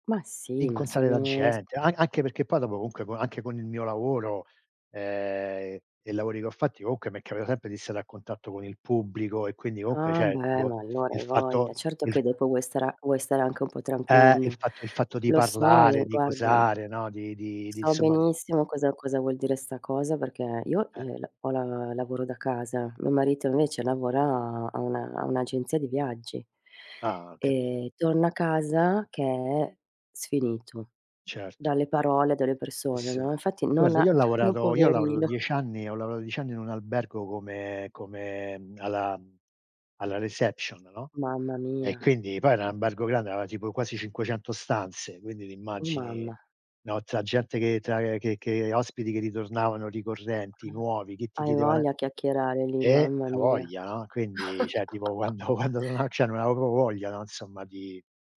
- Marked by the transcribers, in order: tapping; "cioè" said as "ceh"; laughing while speaking: "no poverino"; chuckle; "lavorato" said as "lavoato"; "albergo" said as "ambergo"; gasp; "cioè" said as "ceh"; laughing while speaking: "quando quando"; laugh; "proprio" said as "propo"
- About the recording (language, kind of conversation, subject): Italian, unstructured, Come definiresti un’amicizia vera?